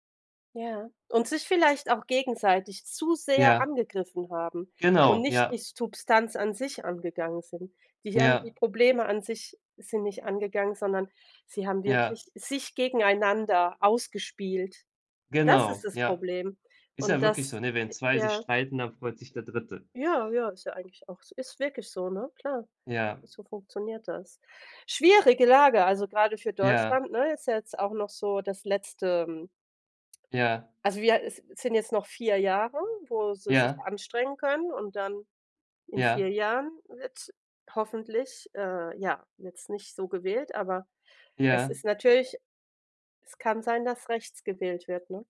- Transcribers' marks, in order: other background noise
- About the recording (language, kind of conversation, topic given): German, unstructured, Wie wichtig ist es, dass die Politik transparent ist?